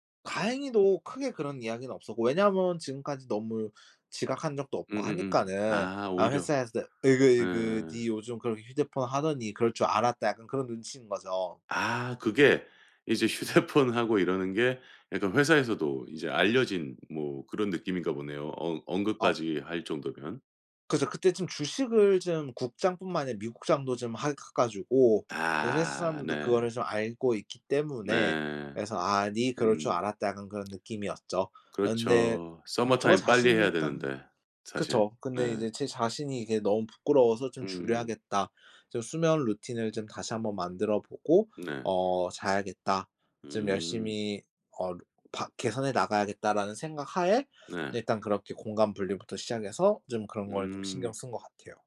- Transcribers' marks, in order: laughing while speaking: "휴대폰하고"; tapping; other background noise
- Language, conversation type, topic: Korean, podcast, 수면 환경에서 가장 신경 쓰는 건 뭐예요?